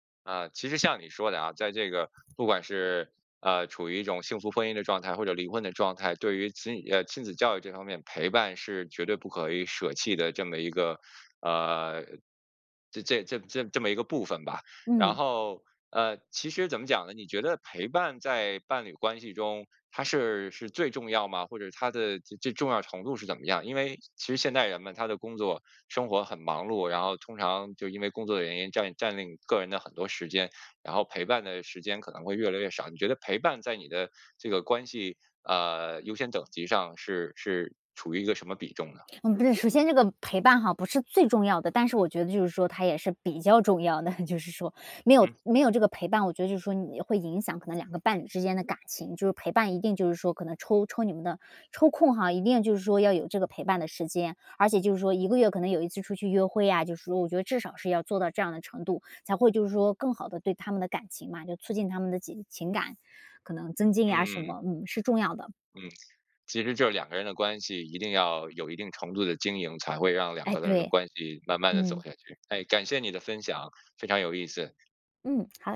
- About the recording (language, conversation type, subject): Chinese, podcast, 选择伴侣时你最看重什么？
- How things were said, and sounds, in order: tapping; other background noise; laughing while speaking: "的"